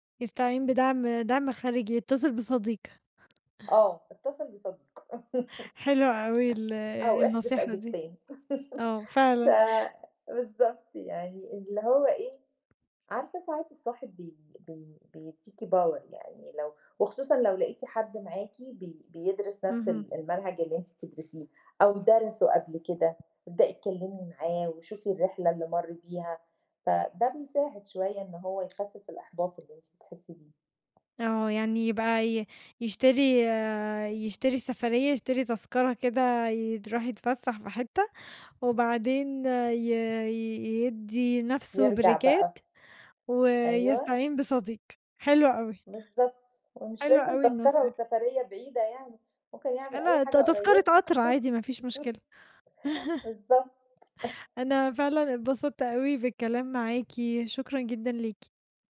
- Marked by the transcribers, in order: chuckle; tapping; chuckle; in English: "power"; in English: "بريكات"; chuckle
- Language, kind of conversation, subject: Arabic, podcast, إزاي بتتعامل مع الإحباط وإنت بتتعلم لوحدك؟